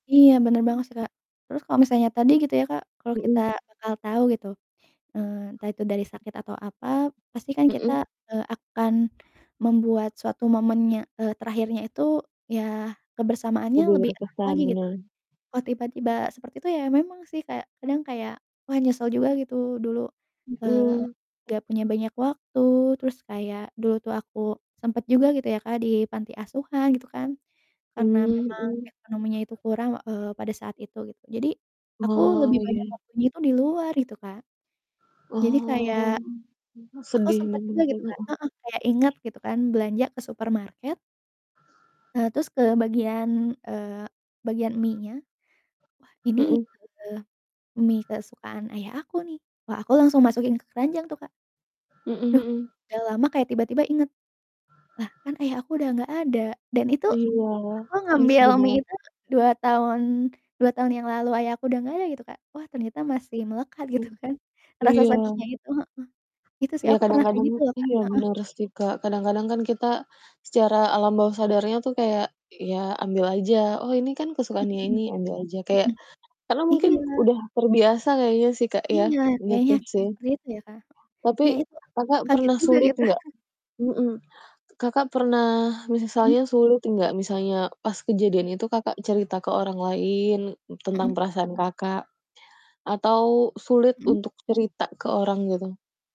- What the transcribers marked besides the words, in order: other background noise; static; distorted speech; mechanical hum; unintelligible speech; laughing while speaking: "gitu kan"; chuckle
- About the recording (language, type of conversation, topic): Indonesian, unstructured, Apa yang menurutmu paling sulit saat menghadapi rasa sedih?